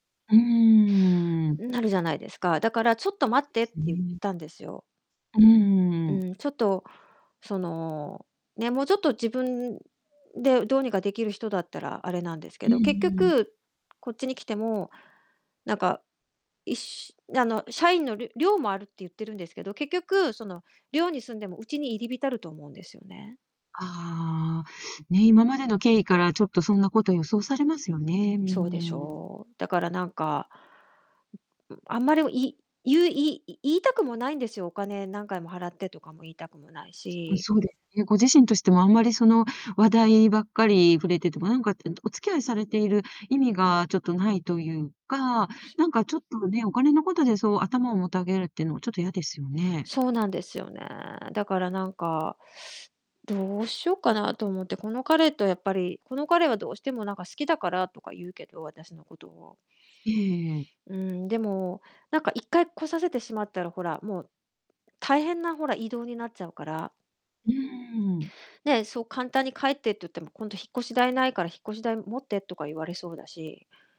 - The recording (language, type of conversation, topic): Japanese, advice, 将来の価値観が合わず、結婚や同棲を決めかねているのですが、どうすればいいですか？
- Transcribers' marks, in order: distorted speech